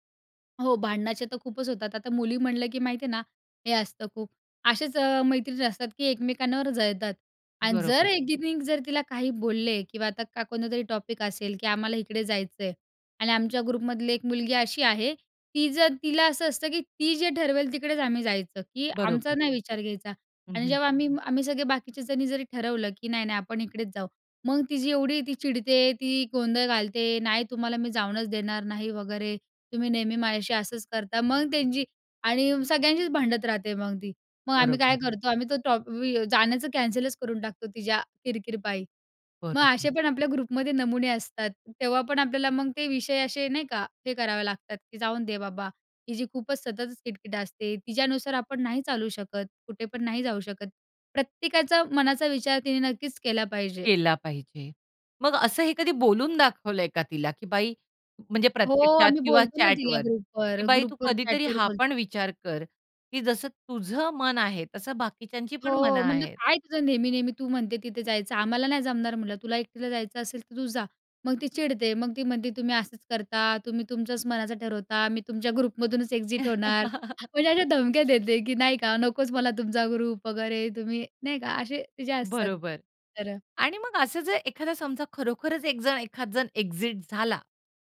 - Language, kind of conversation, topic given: Marathi, podcast, ग्रुप चॅटमध्ये तुम्ही कोणती भूमिका घेतता?
- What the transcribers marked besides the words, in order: in English: "टॉपिक"; in English: "ग्रुपमधली"; in English: "टॉप"; in English: "कॅन्सलच"; in English: "ग्रुपमध्ये"; in English: "चॅटवर"; in English: "ग्रुपवर, ग्रुपवर चॅटवर"; other background noise; chuckle; in English: "ग्रुपमधूनच एक्झिट"; joyful: "म्हणजे अशा धमक्या देते की … ग्रुप वगैरे, तुम्ही"; in English: "ग्रुप"; in English: "एक्झिट"